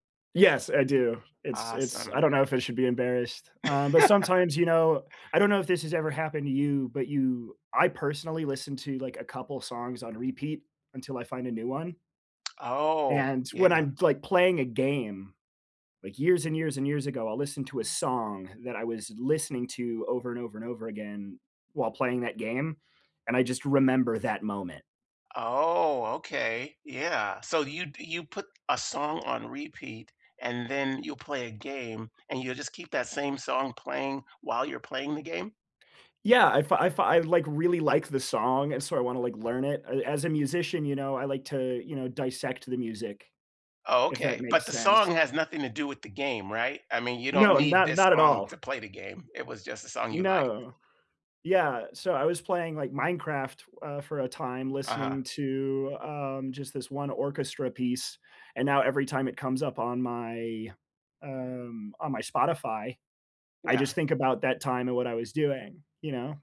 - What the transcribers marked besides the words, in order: tapping; laugh
- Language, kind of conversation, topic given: English, unstructured, How should I use music to mark a breakup or celebration?